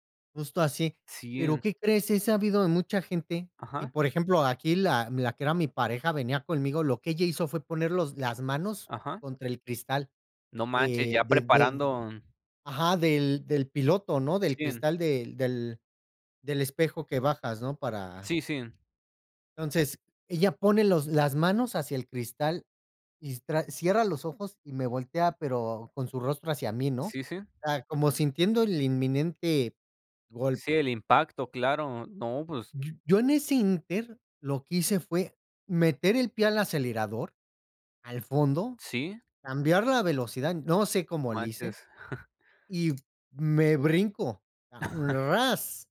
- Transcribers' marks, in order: tapping; chuckle; chuckle
- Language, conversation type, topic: Spanish, unstructured, ¿Crees que el miedo puede justificar acciones incorrectas?
- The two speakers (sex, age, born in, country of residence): male, 35-39, Mexico, Mexico; other, 25-29, Mexico, Mexico